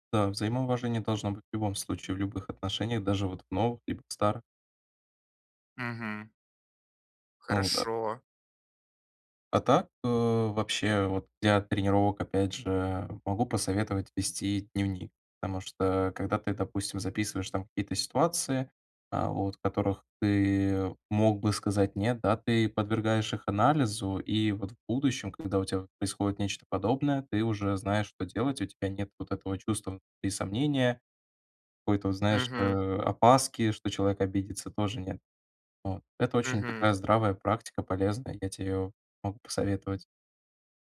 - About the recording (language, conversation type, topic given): Russian, advice, Как научиться говорить «нет», сохраняя отношения и личные границы в группе?
- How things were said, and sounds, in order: other background noise; tapping